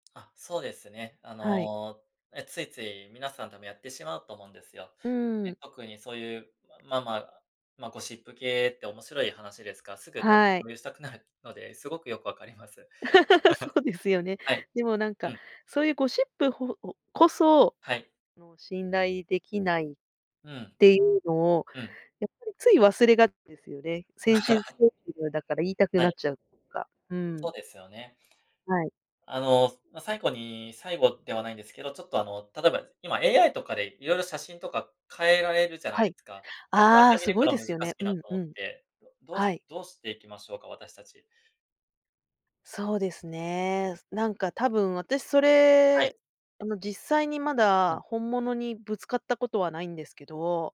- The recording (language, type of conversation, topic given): Japanese, podcast, 普段、情報源の信頼性をどのように判断していますか？
- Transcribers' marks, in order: tapping; laugh; unintelligible speech; laugh